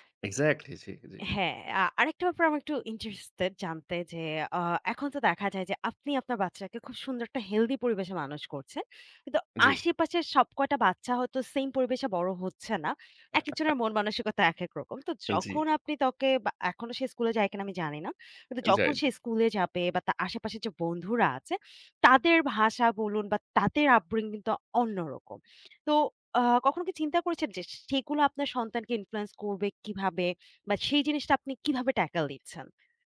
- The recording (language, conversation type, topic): Bengali, podcast, তুমি কীভাবে নিজের সন্তানকে দুই সংস্কৃতিতে বড় করতে চাও?
- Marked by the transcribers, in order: chuckle; "তাকে" said as "তকে"; stressed: "তাদের"; in English: "আপব্রিঙগিং"; stressed: "অন্যরকম"; in English: "ইনফ্লুয়েন্স"